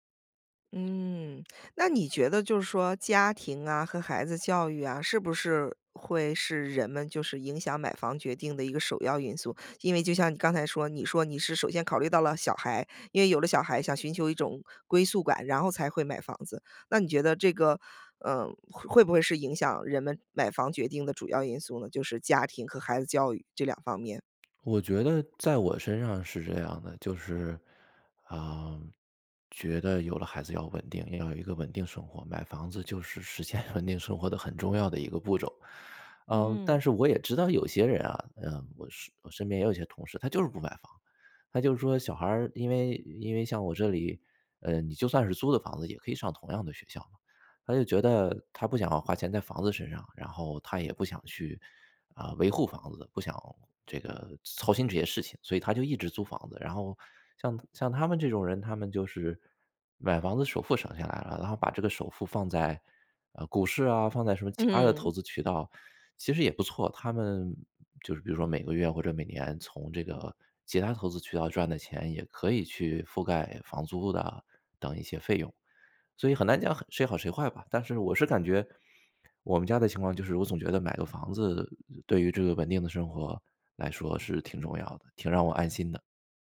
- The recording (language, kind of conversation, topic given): Chinese, podcast, 你会如何权衡买房还是租房？
- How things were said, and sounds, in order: laugh; laughing while speaking: "嗯"